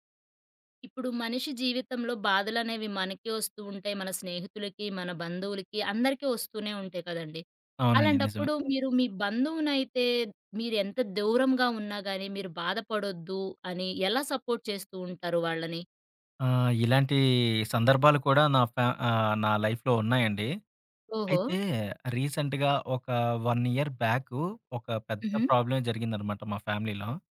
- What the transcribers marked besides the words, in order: in English: "సపోర్ట్"; in English: "లైఫ్‌లో"; in English: "రీసెంట్‌గా"; in English: "వన్ ఇయర్"; in English: "ఫ్యామిలీలో"
- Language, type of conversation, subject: Telugu, podcast, బాధపడుతున్న బంధువుని ఎంత దూరం నుంచి ఎలా సపోర్ట్ చేస్తారు?